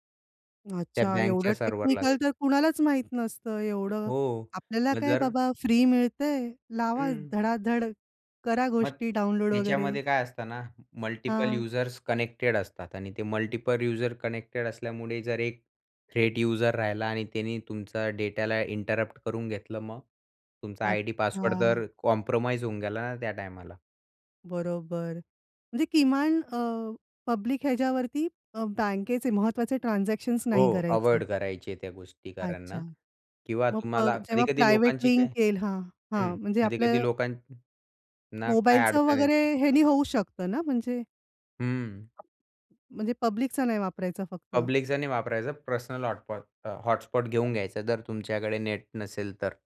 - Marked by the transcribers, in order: tapping; in English: "मल्टिपल युजर्स कनेक्टेड"; in English: "मल्टिपल युजर कनेक्टेड"; in English: "थ्रेट युजर"; in English: "कॉम्प्रोमाईज"; in English: "पब्लिक"; other background noise; in English: "प्रायव्हेट"; in English: "पब्लिकचा"; in English: "पब्लिकचं"; other noise
- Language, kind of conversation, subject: Marathi, podcast, डिजिटल पेमेंट्सवर तुमचा विश्वास किती आहे?